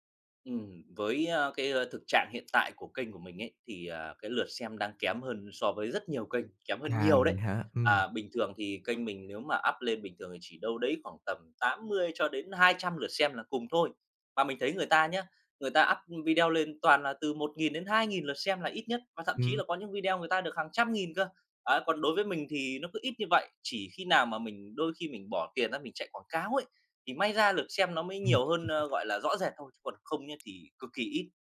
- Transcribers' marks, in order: other background noise; in English: "up"; tapping; in English: "up"; chuckle
- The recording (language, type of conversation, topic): Vietnamese, advice, Làm thế nào để ngừng so sánh bản thân với người khác để không mất tự tin khi sáng tạo?